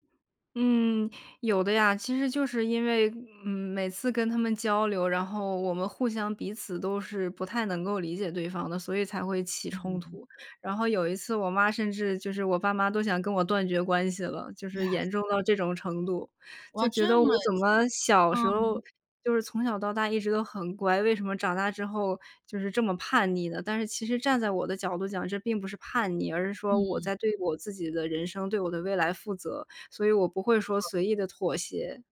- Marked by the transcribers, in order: other background noise
- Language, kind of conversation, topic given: Chinese, podcast, 你平时和父母一般是怎么沟通的？